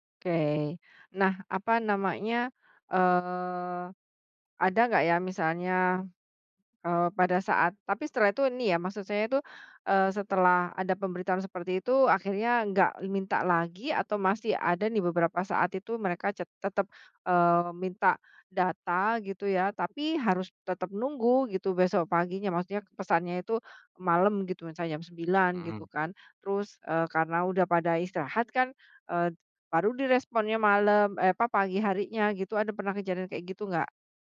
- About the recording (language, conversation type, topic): Indonesian, podcast, Bagaimana kamu mengatur batasan kerja lewat pesan di luar jam kerja?
- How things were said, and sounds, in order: none